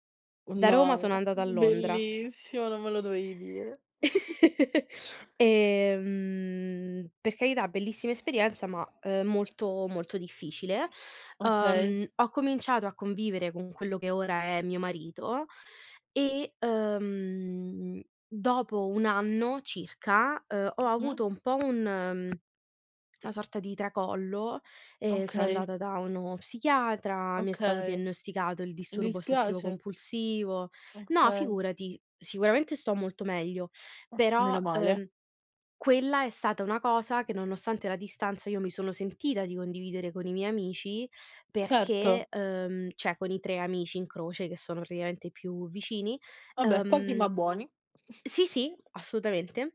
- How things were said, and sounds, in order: laugh; chuckle; other background noise; "ceh" said as "cioè"; chuckle
- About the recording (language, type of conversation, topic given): Italian, unstructured, Come ti senti quando parli delle tue emozioni con gli altri?